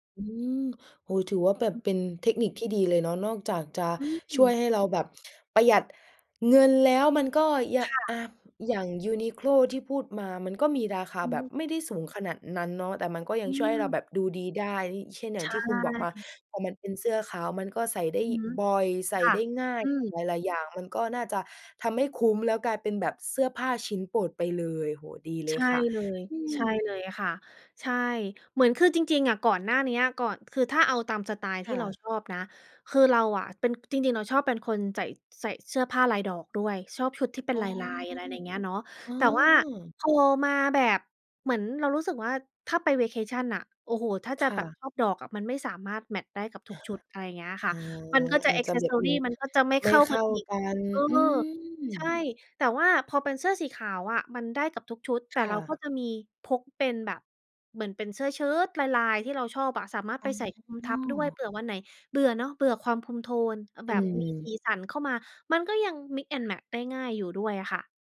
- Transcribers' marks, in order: tapping; in English: "Vacation"; in English: "แอกเซสซอรี"; in English: "Mix and Match"
- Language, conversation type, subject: Thai, podcast, เสื้อผ้าชิ้นโปรดของคุณคือชิ้นไหน และทำไมคุณถึงชอบมัน?